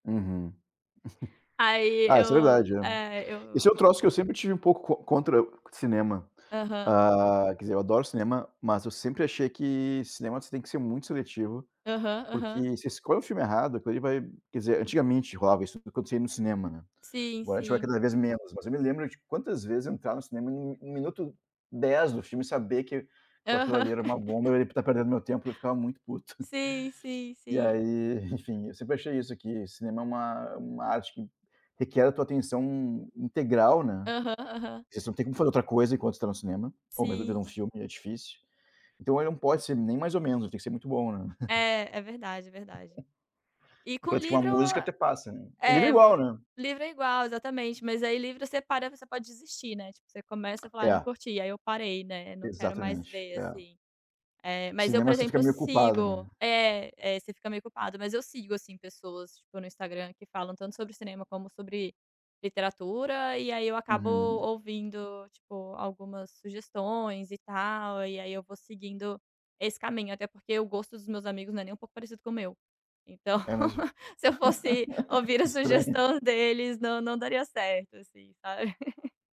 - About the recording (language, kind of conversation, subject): Portuguese, unstructured, Como você decide entre assistir a um filme ou ler um livro?
- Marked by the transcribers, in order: chuckle; tapping; other background noise; laugh; chuckle; chuckle; laugh; laugh